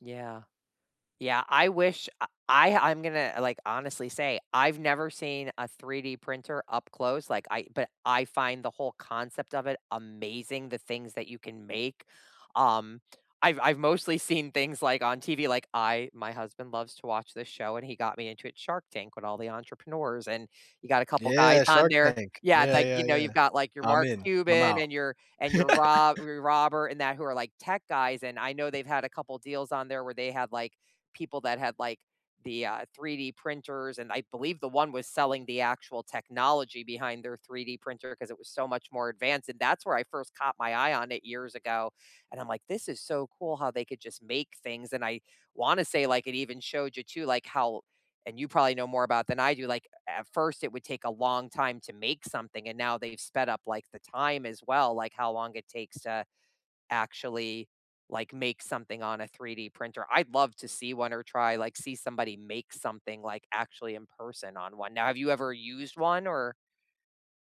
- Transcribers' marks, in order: stressed: "amazing"; chuckle
- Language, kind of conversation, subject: English, unstructured, Which old technology do you miss, and which new gadget do you love the most?